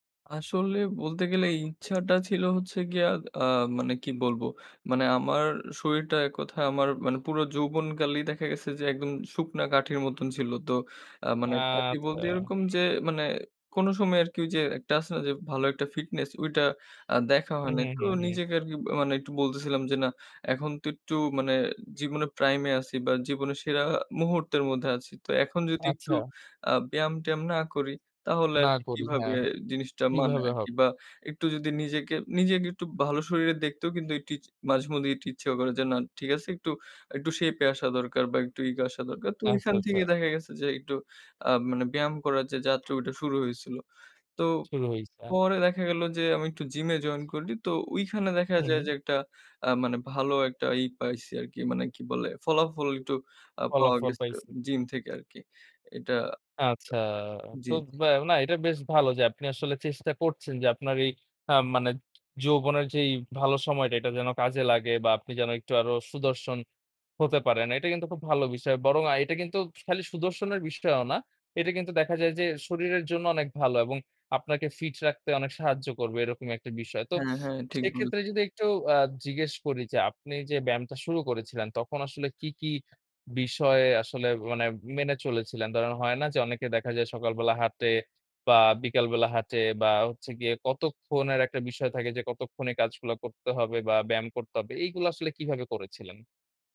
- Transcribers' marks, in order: other background noise; drawn out: "আচ্ছা"; tapping; in English: "prime"
- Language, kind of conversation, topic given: Bengali, podcast, আপনি কীভাবে নিয়মিত হাঁটা বা ব্যায়াম চালিয়ে যান?